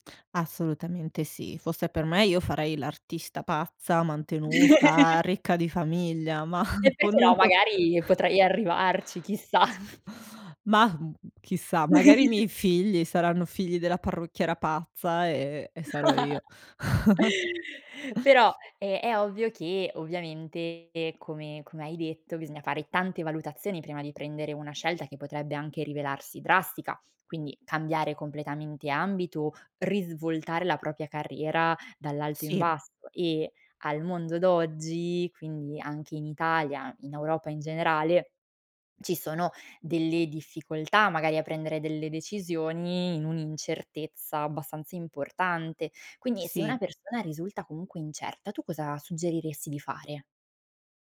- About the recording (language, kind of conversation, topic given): Italian, podcast, Qual è il primo passo per ripensare la propria carriera?
- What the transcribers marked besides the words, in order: laugh; laughing while speaking: "ma"; unintelligible speech; chuckle; laughing while speaking: "Chissà"; chuckle; chuckle; chuckle; other background noise; "propria" said as "propia"